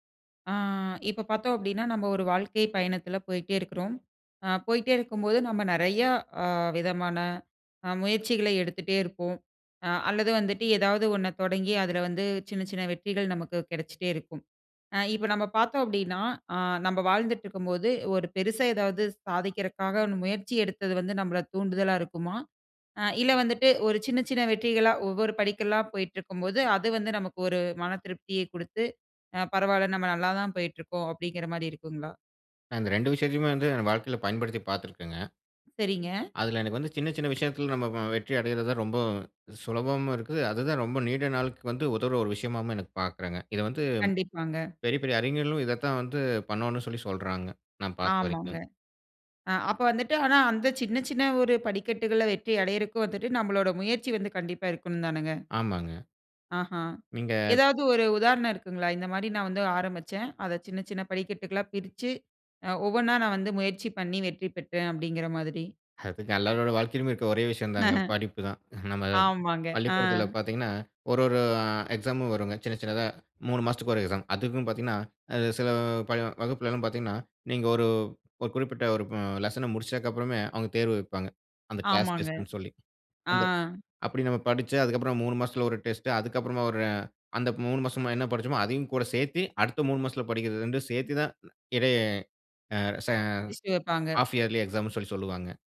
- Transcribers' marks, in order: laughing while speaking: "அதுங்க"; chuckle; in English: "எக்ஸாமும்"; in English: "எக்ஸாம்"; in English: "லெசன"; in English: "கிளாஸ் டெஸ்டு"; other background noise; in English: "ஹால்ஃப் இயர்லி எக்ஸாம்ன்னு"
- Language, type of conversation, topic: Tamil, podcast, தொடக்கத்தில் சிறிய வெற்றிகளா அல்லது பெரிய இலக்கை உடனடி பலனின்றி தொடர்ந்து நாடுவதா—இவற்றில் எது முழுமையான தீவிரக் கவன நிலையை அதிகம் தூண்டும்?
- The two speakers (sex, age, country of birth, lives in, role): female, 25-29, India, India, host; male, 35-39, India, India, guest